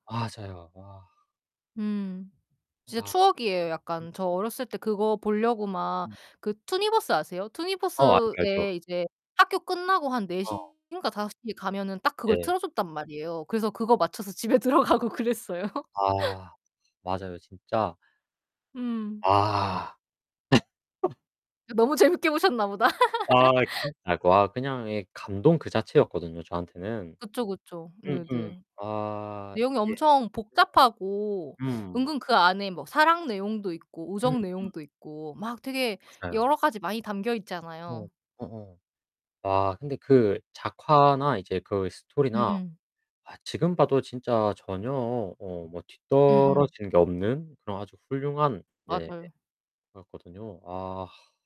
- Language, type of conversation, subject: Korean, unstructured, 어릴 때 가장 좋아했던 만화나 애니메이션은 무엇인가요?
- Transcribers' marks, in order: unintelligible speech; distorted speech; laughing while speaking: "집에 들어가고 그랬어요"; laugh; laugh; laughing while speaking: "그 너무 재밌게 보셨나 보다"; laugh; unintelligible speech